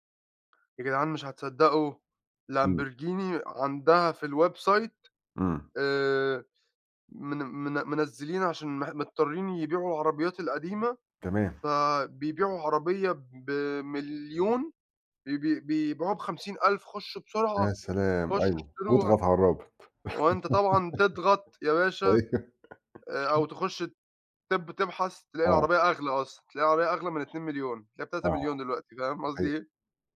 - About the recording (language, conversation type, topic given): Arabic, unstructured, إيه رأيك في تأثير الأخبار اليومية على حياتنا؟
- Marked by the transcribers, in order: tapping; in English: "الwebsite"; giggle; laughing while speaking: "أيوه"